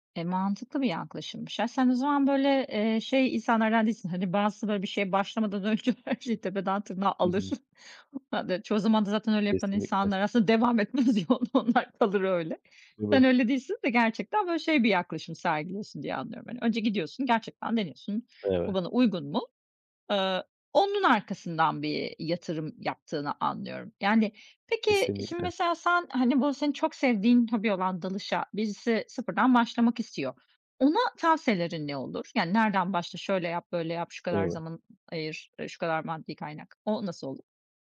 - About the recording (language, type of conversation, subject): Turkish, podcast, Günde sadece yirmi dakikanı ayırsan hangi hobiyi seçerdin ve neden?
- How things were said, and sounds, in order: laughing while speaking: "her şeyi"; chuckle; unintelligible speech; laughing while speaking: "devam etmez ya o onlar kalır öyle"; unintelligible speech; other background noise